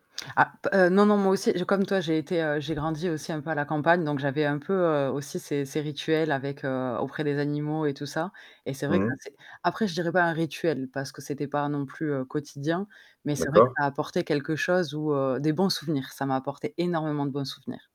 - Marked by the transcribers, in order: static; distorted speech; stressed: "énormément"
- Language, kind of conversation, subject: French, unstructured, Quelle petite joie simple illumine ta journée ?
- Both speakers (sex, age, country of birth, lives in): female, 30-34, France, France; male, 50-54, France, France